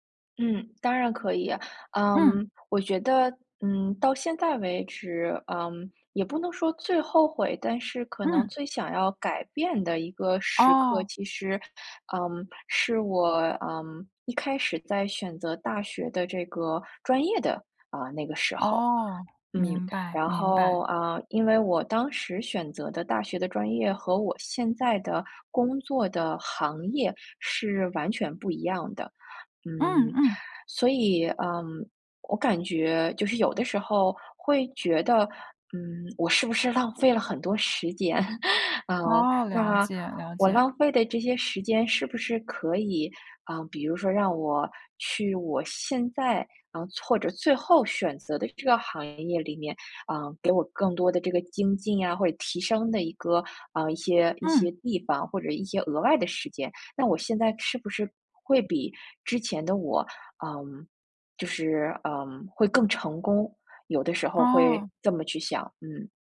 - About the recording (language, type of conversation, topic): Chinese, podcast, 你最想给年轻时的自己什么建议？
- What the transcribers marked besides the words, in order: chuckle